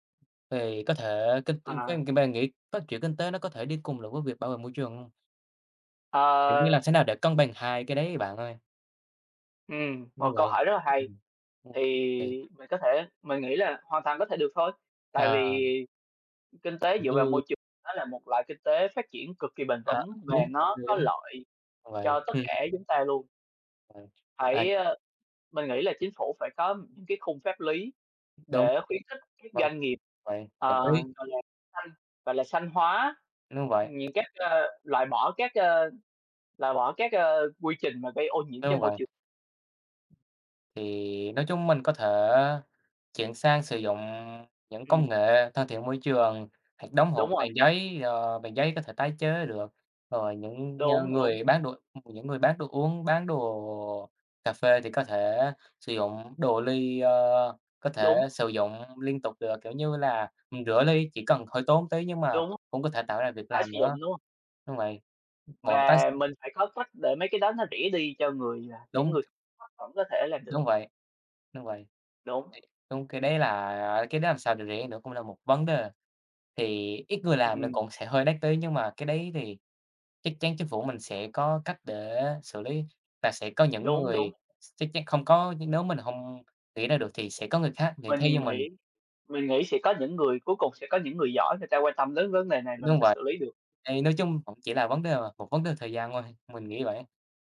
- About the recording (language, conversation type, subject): Vietnamese, unstructured, Chính phủ cần làm gì để bảo vệ môi trường hiệu quả hơn?
- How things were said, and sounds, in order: other background noise; tapping